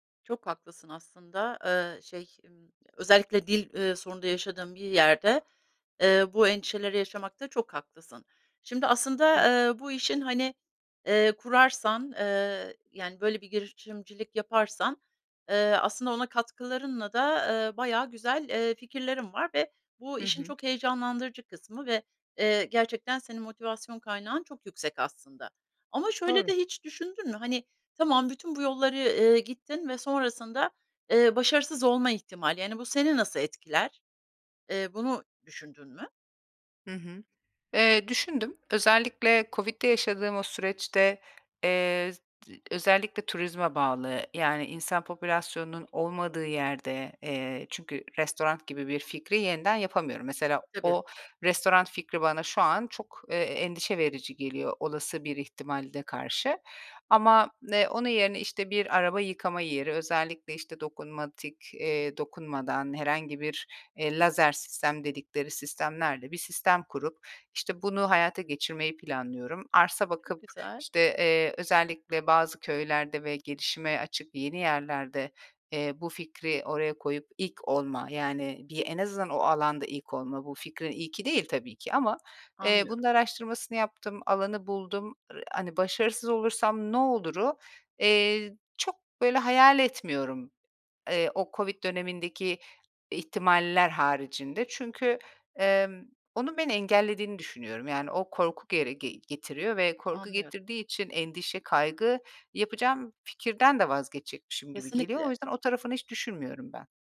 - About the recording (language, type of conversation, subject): Turkish, advice, Kendi işinizi kurma veya girişimci olma kararınızı nasıl verdiniz?
- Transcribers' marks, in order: tapping; "restoran" said as "restorant"; "restoran" said as "restorant"